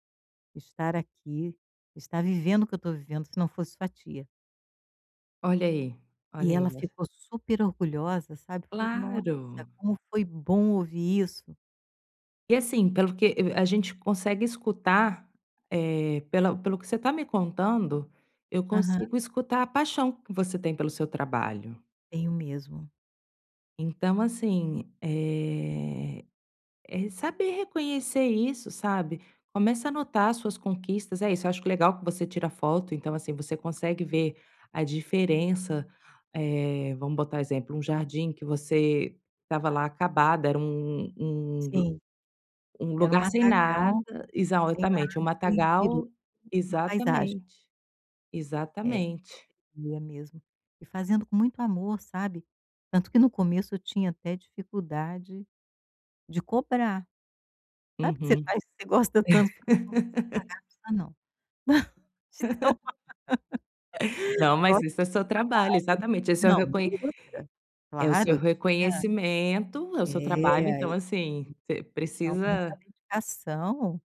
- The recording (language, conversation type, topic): Portuguese, advice, Como posso reconhecer e valorizar melhor meus pontos fortes?
- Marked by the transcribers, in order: drawn out: "eh"; "exatamente" said as "exautamente"; unintelligible speech; laugh; tapping; laugh; laughing while speaking: "de tão"; laugh; unintelligible speech